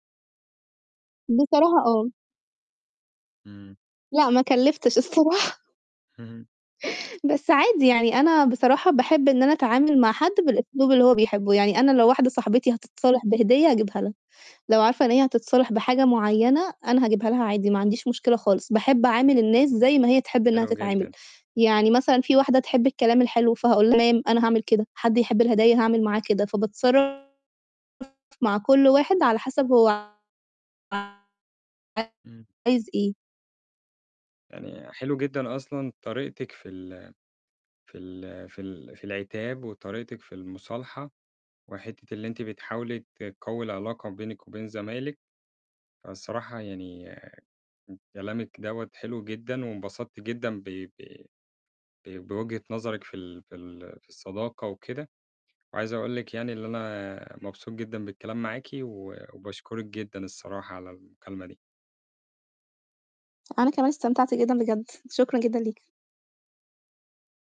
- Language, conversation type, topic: Arabic, podcast, إزاي تقدروا تصلّحوا علاقتكم بعد زعل كبير بينكم؟
- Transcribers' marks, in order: laughing while speaking: "الصراحة"; distorted speech; other noise; other background noise